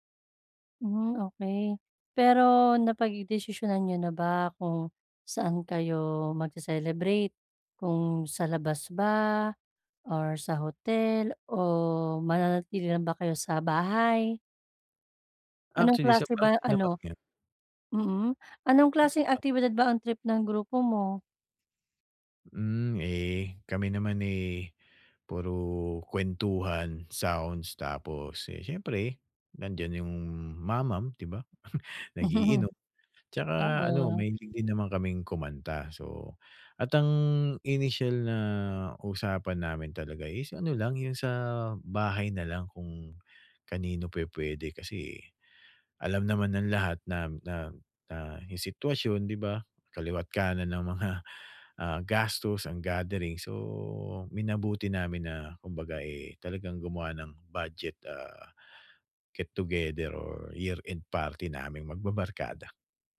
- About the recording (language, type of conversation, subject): Filipino, advice, Paano tayo makakapagkasaya nang hindi gumagastos nang malaki kahit limitado ang badyet?
- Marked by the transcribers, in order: other background noise; unintelligible speech; chuckle; tapping